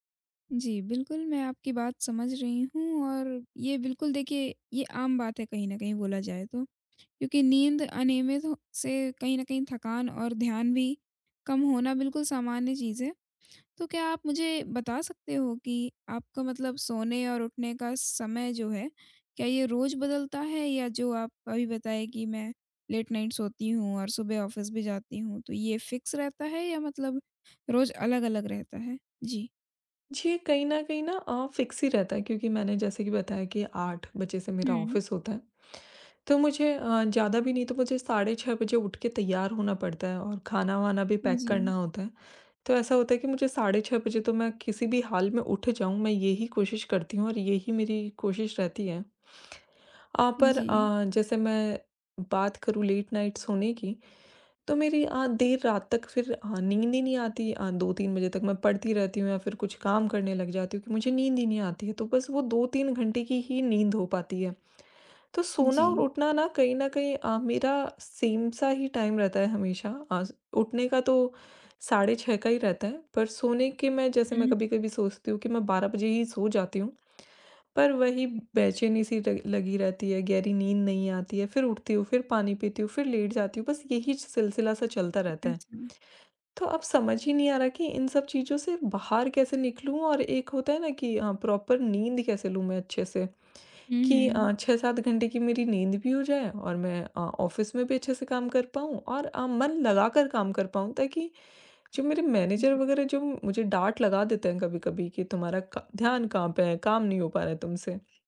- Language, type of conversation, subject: Hindi, advice, आपकी नींद अनियमित होने से आपको थकान और ध्यान की कमी कैसे महसूस होती है?
- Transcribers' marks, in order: in English: "लेट नाइट"; in English: "ऑफिस"; in English: "फिक्स"; in English: "फ़िक्स"; in English: "ऑफ़िस"; in English: "पैक"; in English: "लेट नाइट"; in English: "सेम"; in English: "टाइम"; tapping; in English: "प्रॉपर"; in English: "ऑफ़िस"; in English: "मैनेजर"